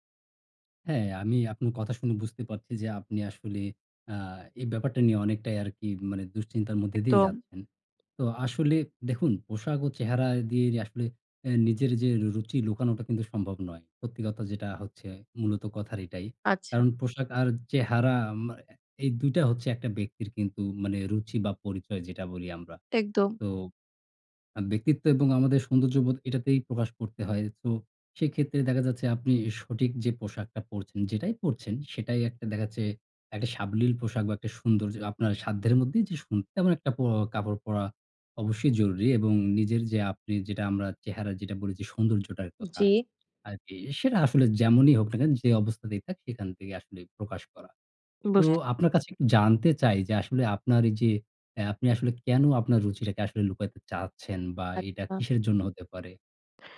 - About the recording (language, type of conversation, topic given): Bengali, advice, আপনি পোশাক-পরিচ্ছদ ও বাহ্যিক চেহারায় নিজের রুচি কীভাবে লুকিয়ে রাখেন?
- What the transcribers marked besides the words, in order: "পোশাক" said as "পোশাগ"; other background noise